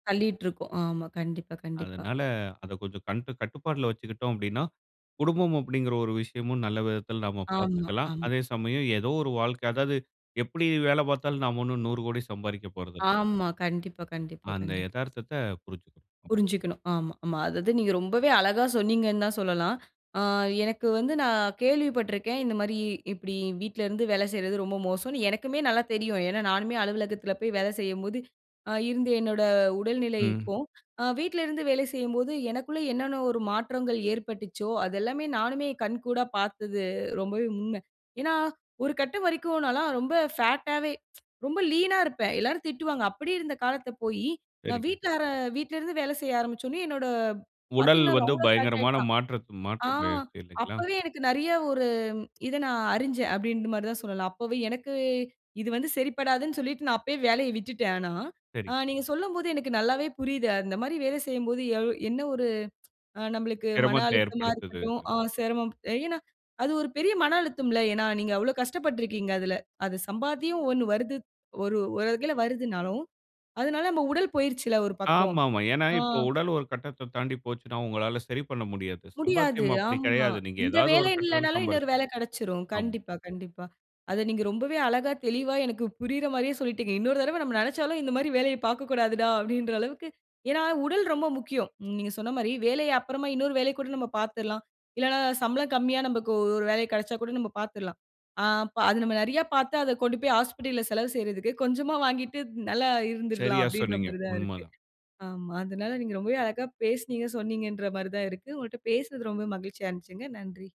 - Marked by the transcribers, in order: "புரிஞ்சுக்கணும்" said as "புரிஞ்"; other background noise; in English: "ஃபேட்டா"; tsk; in English: "லீனா"; "அப்படி" said as "அப்டி"; "காலம்" said as "காலத்த"; in English: "ஃபேட்"; tsk
- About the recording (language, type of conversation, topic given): Tamil, podcast, பணி மற்றும் குடும்பப் பொறுப்புகளை சமநிலைப்படுத்திக்கொண்டு உடல்நலத்தை எப்படி பராமரிப்பீர்கள்?